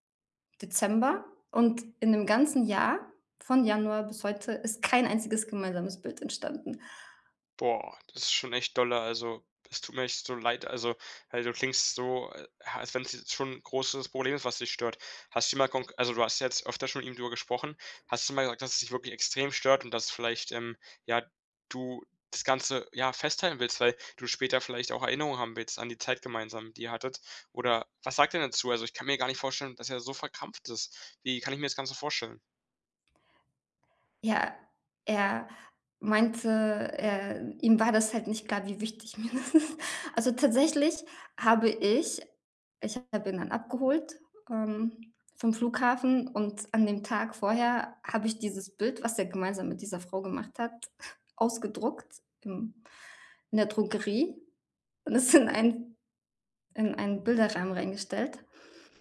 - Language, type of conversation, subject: German, advice, Wie können wir wiederkehrende Streits über Kleinigkeiten endlich lösen?
- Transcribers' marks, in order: laughing while speaking: "mir das ist"; chuckle; laughing while speaking: "es in ein"